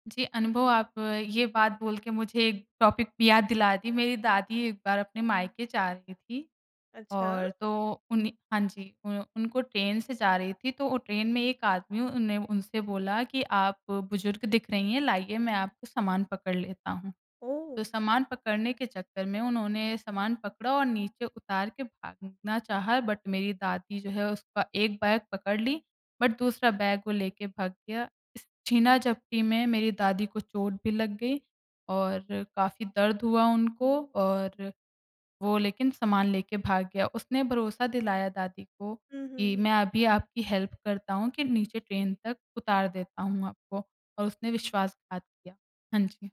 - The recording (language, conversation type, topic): Hindi, podcast, नए लोगों से बातचीत शुरू करने का आपका तरीका क्या है?
- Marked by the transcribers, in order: in English: "टॉपिक"; in English: "बट"; in English: "बट"; in English: "हेल्प"